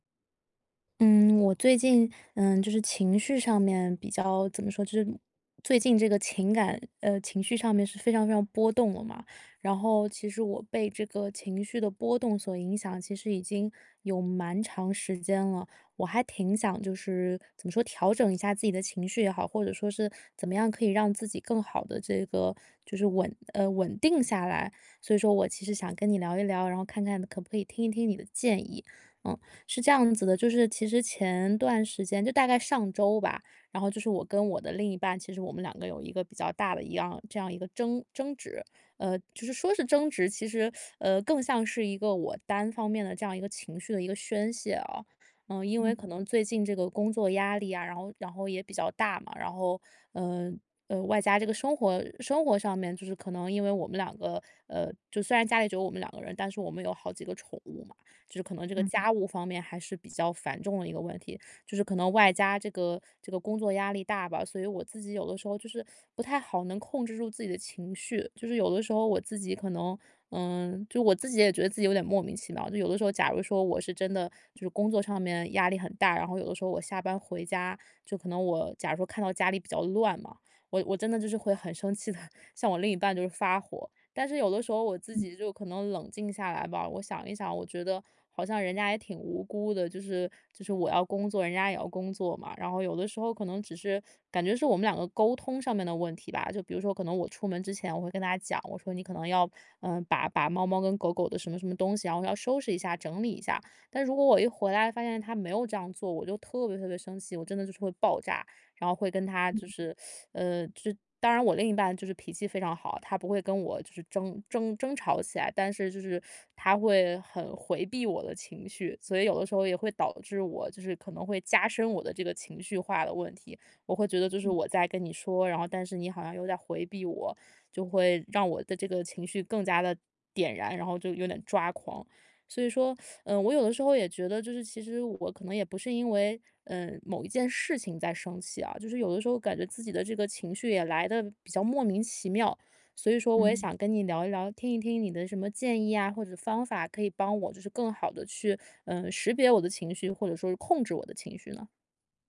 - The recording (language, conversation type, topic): Chinese, advice, 我怎样才能更好地识别并命名自己的情绪？
- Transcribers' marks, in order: teeth sucking; tapping; laughing while speaking: "的"; teeth sucking; teeth sucking